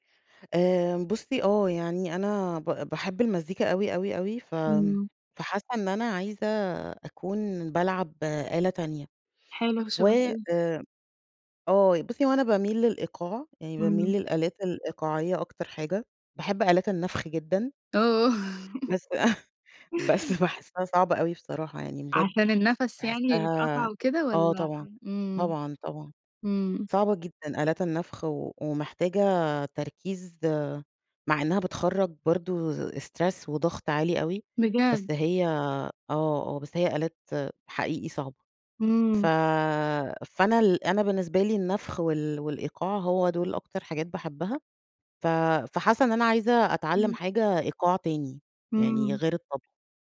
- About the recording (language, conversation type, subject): Arabic, podcast, بتحب تمارس هوايتك لوحدك ولا مع الناس، وليه؟
- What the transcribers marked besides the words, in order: laughing while speaking: "آه"; chuckle; in English: "stress"